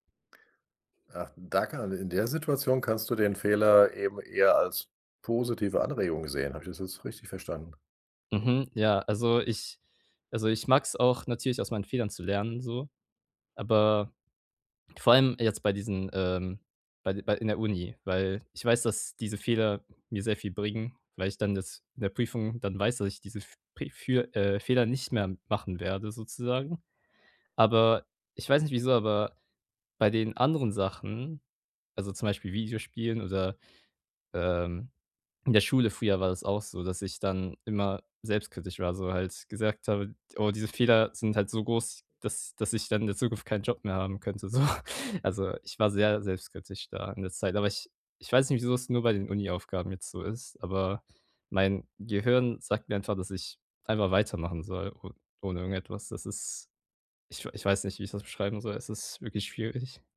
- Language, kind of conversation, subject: German, advice, Warum fällt es mir schwer, meine eigenen Erfolge anzuerkennen?
- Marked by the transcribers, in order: laughing while speaking: "in der Zukunft"; laughing while speaking: "so"; laughing while speaking: "schwierig"